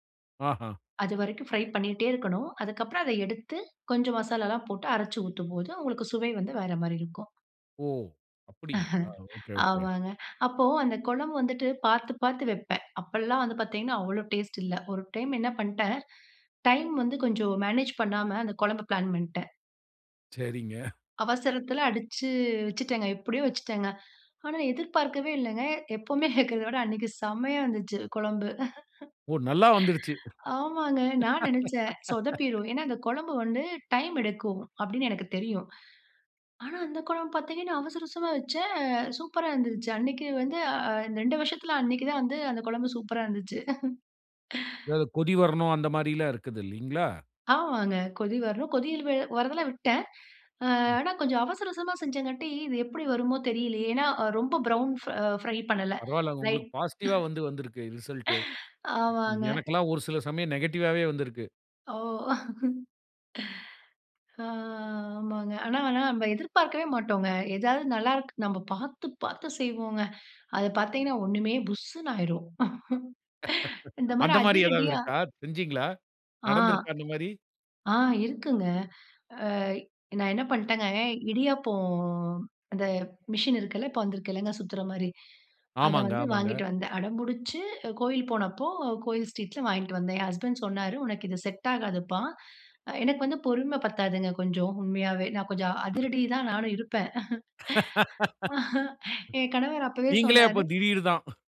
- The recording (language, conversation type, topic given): Tamil, podcast, வீட்டில் அவசரமாக இருக்கும் போது விரைவாகவும் சுவையாகவும் உணவு சமைக்க என்னென்ன உத்திகள் பயன்படும்?
- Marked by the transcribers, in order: other noise; chuckle; laughing while speaking: "ஆமாங்க"; in English: "மேனேஜ்"; other background noise; laughing while speaking: "எப்பவுமே வெக்கிறத விட அன்னைக்கு செமையா வந்துச்சு குழம்பு. ஆமாங்க"; laugh; surprised: "ஆனா அந்த குழம்பு பார்த்தீங்கன்னா, அவசர அவசரமா வச்சேன். சூப்பரா இருந்துச்சு"; chuckle; in English: "ரிசல்ட்"; laughing while speaking: "ஆமாங்க"; chuckle; drawn out: "ஆ ஆமாங்க"; laugh; chuckle; anticipating: "அந்த மாரி ஏதாவது இருக்கா? செஞ்சீங்ளா நடந்திருக்கா, அந்த மாரி?"; drawn out: "இடியாப்பம்"; in English: "ஸ்ட்ரீட்ல"; in English: "ஹஸ்பண்ட்"; laugh; chuckle